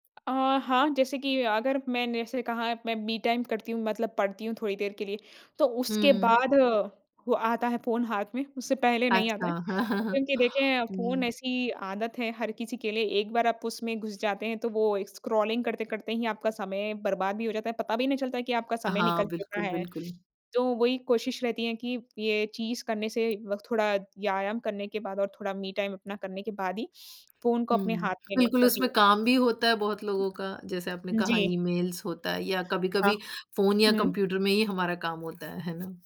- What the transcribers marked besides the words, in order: tapping; in English: "मी टाइम"; chuckle; in English: "स्क्रॉलिंग"; in English: "मी टाइम"; in English: "ईमेल्स"; other background noise
- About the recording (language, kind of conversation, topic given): Hindi, podcast, सुबह की दिनचर्या में आप सबसे ज़रूरी क्या मानते हैं?